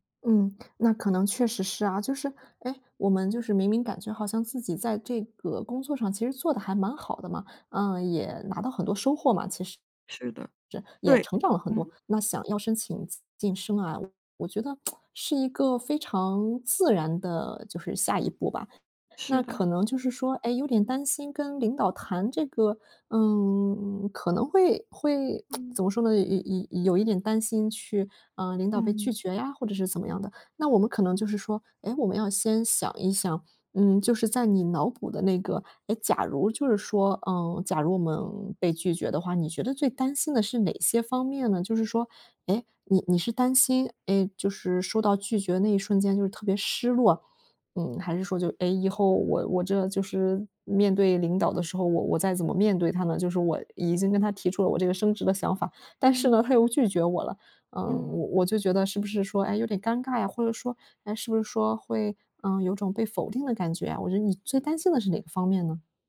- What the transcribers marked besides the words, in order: tapping; tsk; other background noise; tsk
- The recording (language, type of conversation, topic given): Chinese, advice, 你担心申请晋升或换工作会被拒绝吗？